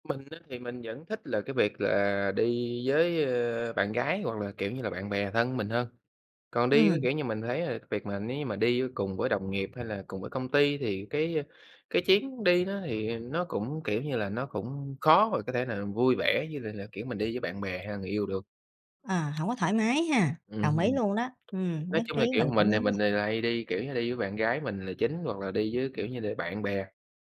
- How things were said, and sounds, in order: other background noise; tapping
- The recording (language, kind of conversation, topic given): Vietnamese, unstructured, Bạn đã từng ngỡ ngàng vì điều gì khi đi du lịch?